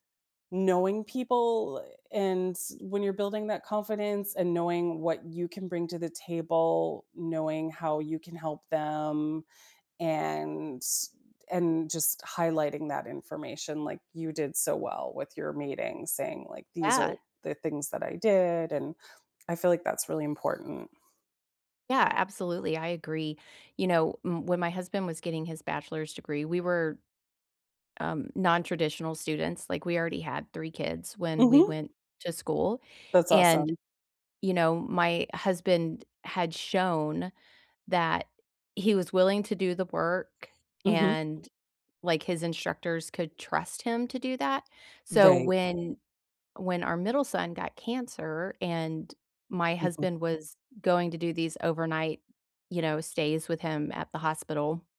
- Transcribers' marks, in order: other background noise; tapping; unintelligible speech
- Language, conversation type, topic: English, unstructured, How can I build confidence to ask for what I want?